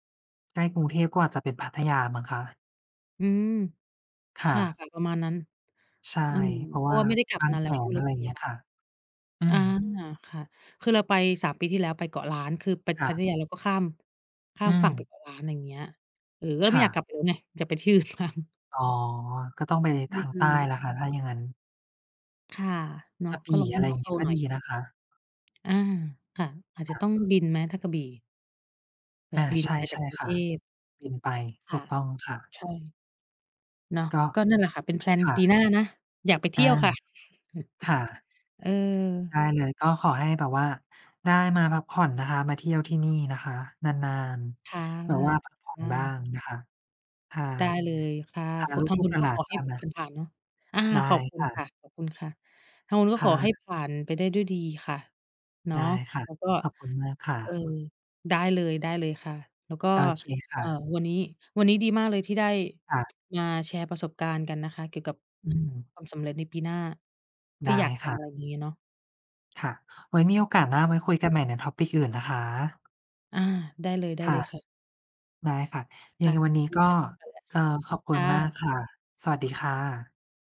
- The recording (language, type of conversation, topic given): Thai, unstructured, คุณอยากทำอะไรให้สำเร็จในปีหน้า?
- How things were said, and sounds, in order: tapping; laughing while speaking: "ที่อื่นบ้าง"; other background noise; in English: "แพลน"; chuckle; in English: "topic"